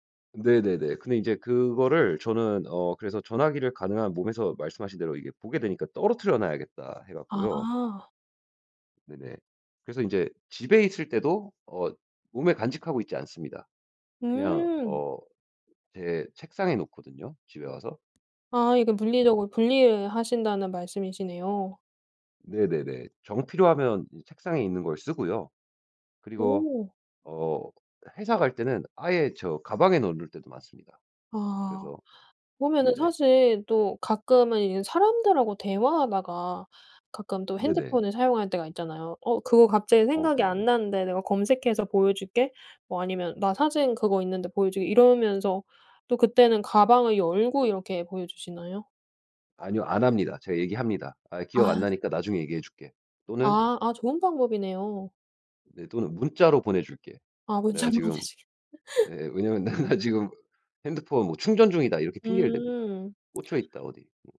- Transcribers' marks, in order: other background noise; tapping; laughing while speaking: "문자로 보내주겠"; laugh; laughing while speaking: "내가 지금"
- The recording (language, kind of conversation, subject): Korean, podcast, 화면 시간을 줄이려면 어떤 방법을 추천하시나요?